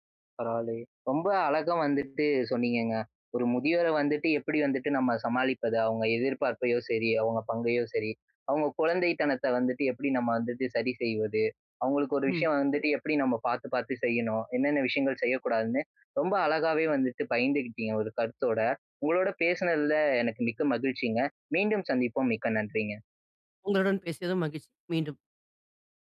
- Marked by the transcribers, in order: none
- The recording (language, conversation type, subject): Tamil, podcast, முதியோரின் பங்கு மற்றும் எதிர்பார்ப்புகளை நீங்கள் எப்படிச் சமாளிப்பீர்கள்?